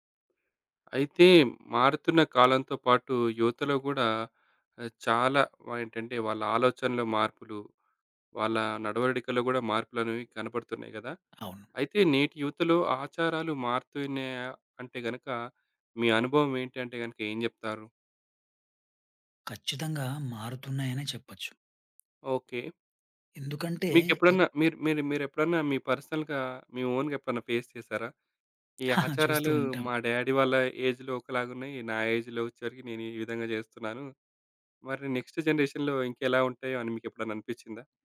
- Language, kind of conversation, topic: Telugu, podcast, నేటి యువతలో ఆచారాలు మారుతున్నాయా? మీ అనుభవం ఏంటి?
- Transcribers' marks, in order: other background noise; in English: "పర్సనల్‌గా"; in English: "ఫేస్"; tapping; chuckle; in English: "డ్యాడీ"; in English: "ఏజ్‌లో"; in English: "ఏజ్‌లో"; in English: "నెక్స్ట్ జనరేషన్‌లో"